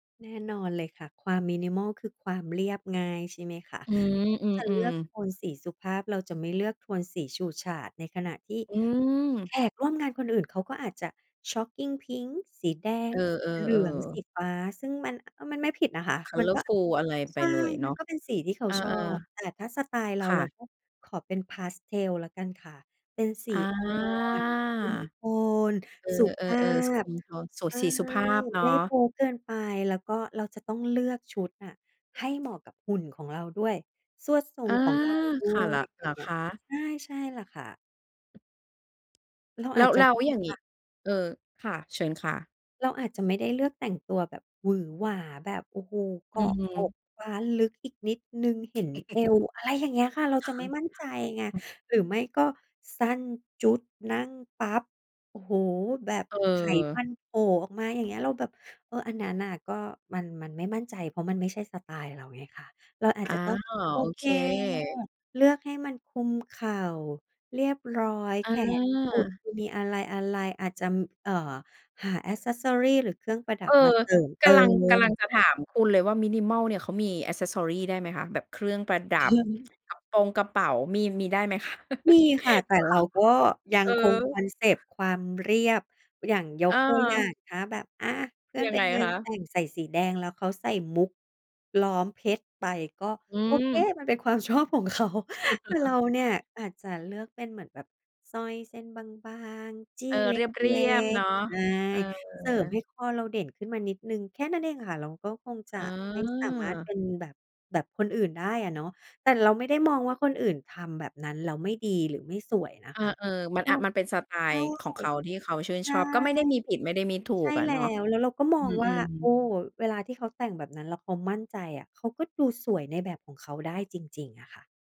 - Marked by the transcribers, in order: in English: "Colourful"; drawn out: "อา"; chuckle; other background noise; in English: "แอกเซสซอรี"; in English: "แอกเซสซอรี"; chuckle; laughing while speaking: "คะ ?"; chuckle; stressed: "โอเค"; laughing while speaking: "ชอบของเขา"; chuckle
- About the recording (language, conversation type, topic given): Thai, podcast, คุณคิดว่าเราควรแต่งตัวตามกระแสแฟชั่นหรือยึดสไตล์ของตัวเองมากกว่ากัน?